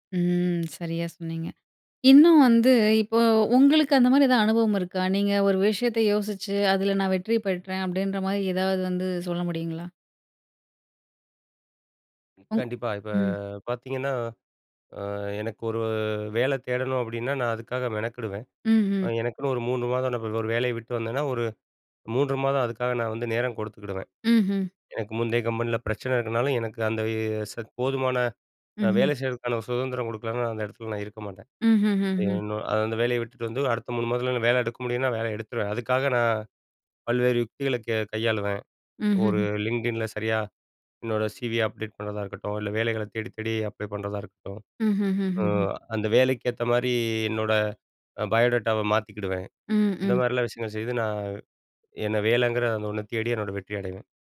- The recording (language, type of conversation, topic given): Tamil, podcast, நீங்கள் வெற்றியை எப்படி வரையறுக்கிறீர்கள்?
- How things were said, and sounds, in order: other background noise; in English: "பயோடேட்டாவ"